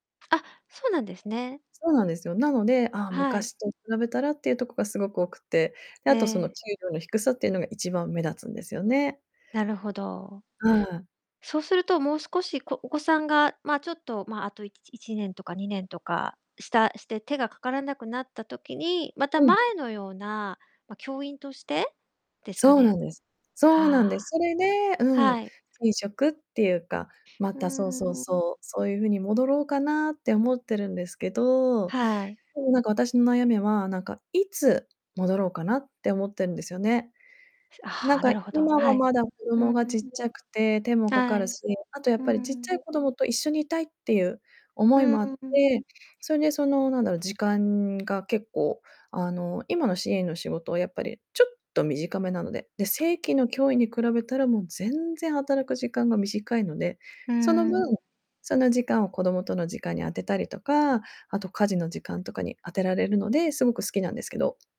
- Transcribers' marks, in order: other background noise; stressed: "いつ"; distorted speech; tapping
- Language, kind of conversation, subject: Japanese, advice, 転職するべきか今の職場に残るべきか、今どんなことで悩んでいますか？